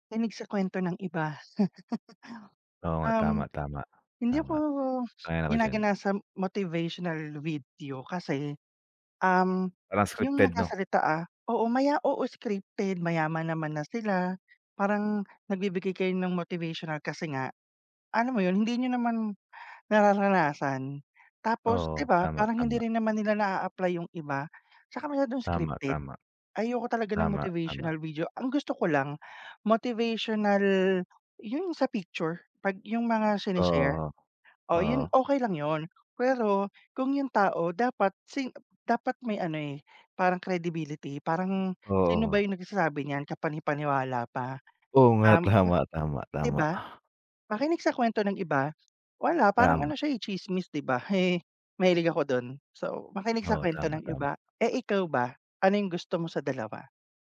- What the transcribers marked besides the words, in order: laugh; tapping; chuckle
- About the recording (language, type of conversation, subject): Filipino, unstructured, Ano ang mas nakapagpapasigla ng loob: manood ng mga bidyong pampasigla o makinig sa mga kuwento ng iba?